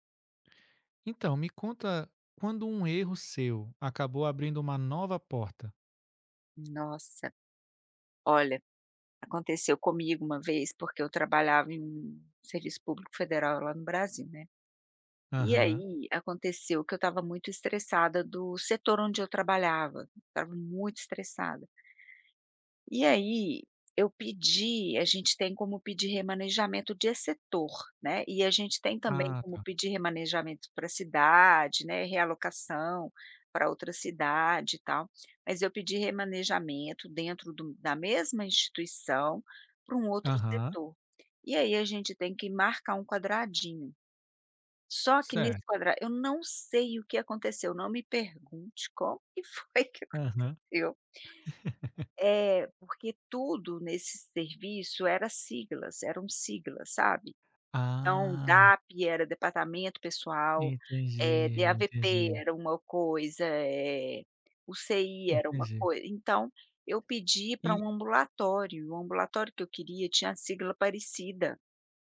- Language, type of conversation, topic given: Portuguese, podcast, Quando foi que um erro seu acabou abrindo uma nova porta?
- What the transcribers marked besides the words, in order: other background noise; tapping; laughing while speaking: "como que foi que aconteceu"; laugh; drawn out: "Ah"